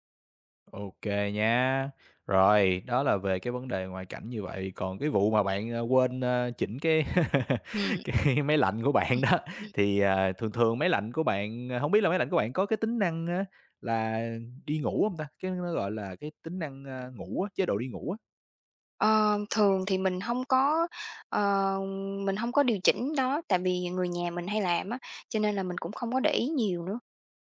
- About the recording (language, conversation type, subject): Vietnamese, advice, Tôi thường thức dậy nhiều lần giữa đêm và cảm thấy không ngủ đủ, tôi nên làm gì?
- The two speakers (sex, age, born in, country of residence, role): female, 30-34, Vietnam, Vietnam, user; male, 25-29, Vietnam, Vietnam, advisor
- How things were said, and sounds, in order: chuckle; laughing while speaking: "cái"; laughing while speaking: "bạn đó"; unintelligible speech; tapping